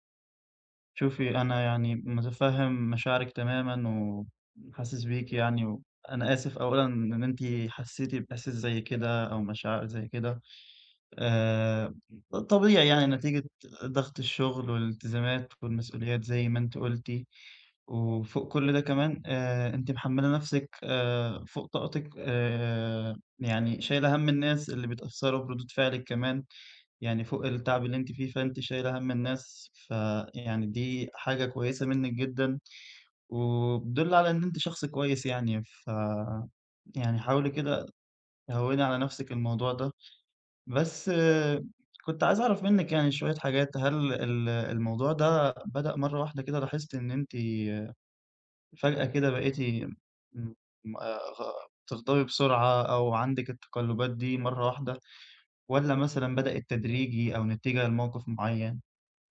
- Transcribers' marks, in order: none
- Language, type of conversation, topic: Arabic, advice, إزاي التعب المزمن بيأثر على تقلبات مزاجي وانفجارات غضبي؟